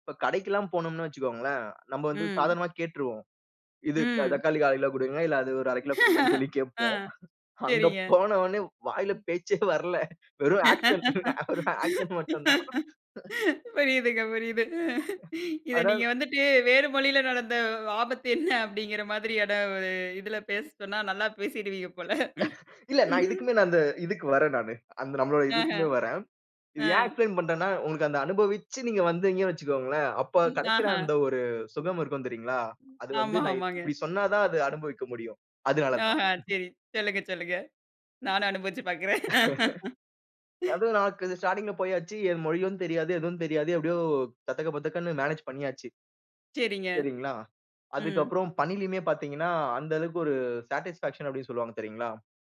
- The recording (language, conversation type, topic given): Tamil, podcast, மண்ணில் காலடி வைத்து நடக்கும்போது உங்கள் மனதில் ஏற்படும் மாற்றத்தை நீங்கள் எப்படி விவரிப்பீர்கள்?
- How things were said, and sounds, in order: laugh; laugh; laughing while speaking: "அங்க போன ஒன்னே வாயில பேச்சே வரல. வெறும் ஆக்ஷ்ன் ஆக்ஷ்ன் மட்டும் தான்"; laugh; laughing while speaking: "புரியுதுங்க புரியுது"; tapping; other noise; laugh; in English: "எக்ஸ்பிலைன்"; laugh; in English: "ஸ்டார்ட்டிங்குள"; laugh; in English: "மேனேஜ்"; in English: "சாட்டிஸ்பேக்ஷன்"